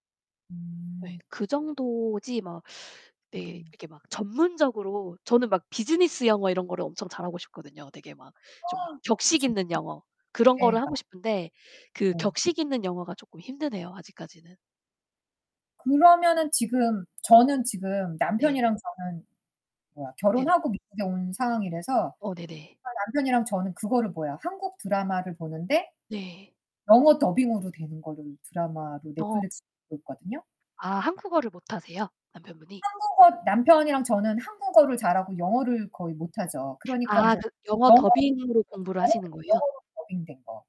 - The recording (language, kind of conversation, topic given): Korean, unstructured, 학교에서 가장 좋아했던 과목은 무엇인가요?
- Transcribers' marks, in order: gasp; distorted speech; tapping; other background noise